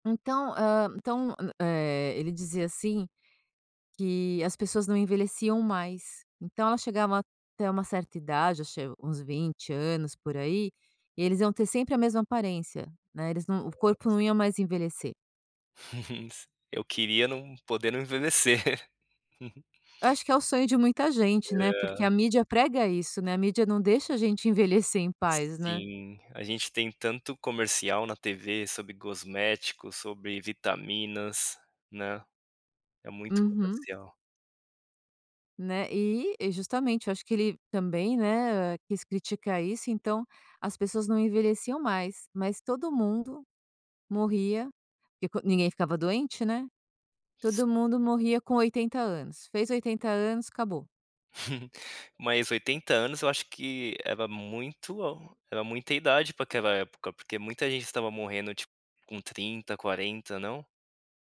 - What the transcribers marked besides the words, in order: chuckle; laughing while speaking: "envelhecer"; chuckle; "cosméticos" said as "gosméticos"; chuckle
- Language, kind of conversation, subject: Portuguese, podcast, Que filme marcou a sua adolescência?